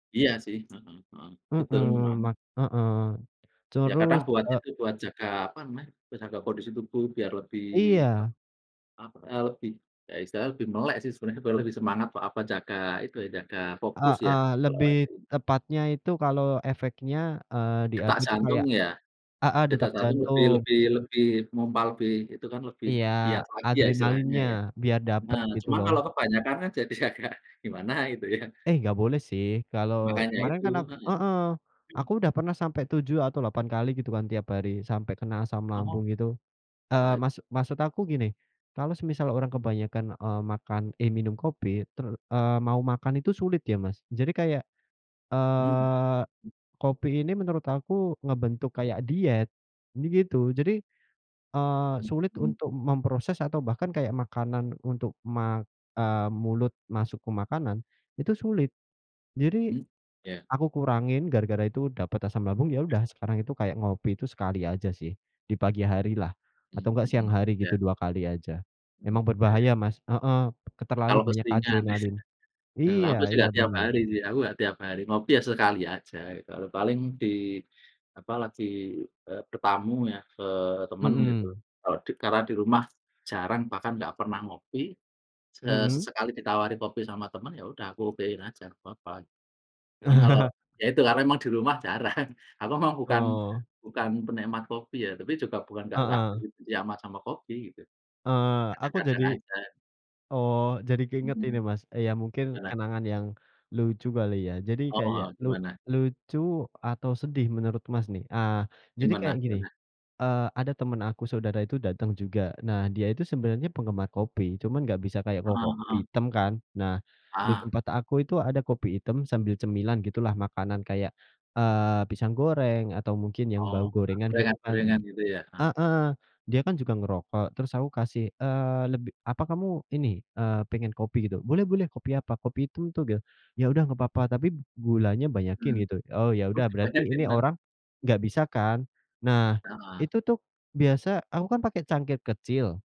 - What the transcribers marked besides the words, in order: other background noise; unintelligible speech; laughing while speaking: "agak"; chuckle; chuckle; tapping
- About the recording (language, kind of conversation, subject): Indonesian, unstructured, Apa makanan favoritmu, dan mengapa kamu menyukainya?